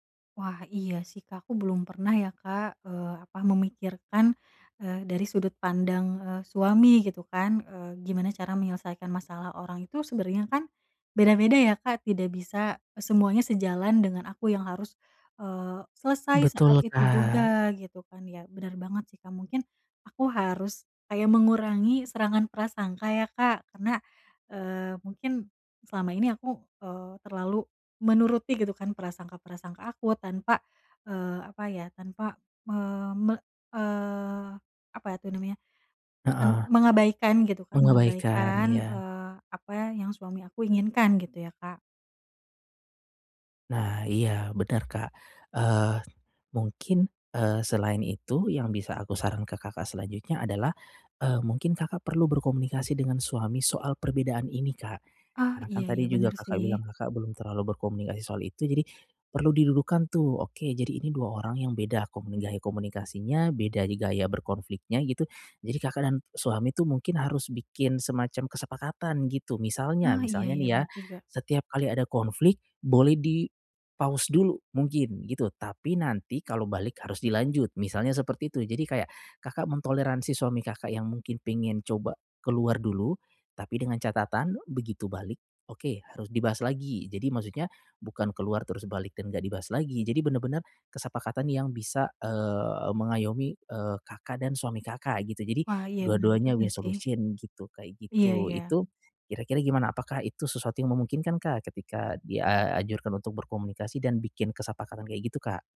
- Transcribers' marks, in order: other background noise; in English: "di-pause"; in English: "win solution"
- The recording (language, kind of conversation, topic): Indonesian, advice, Bagaimana cara mengendalikan emosi saat berdebat dengan pasangan?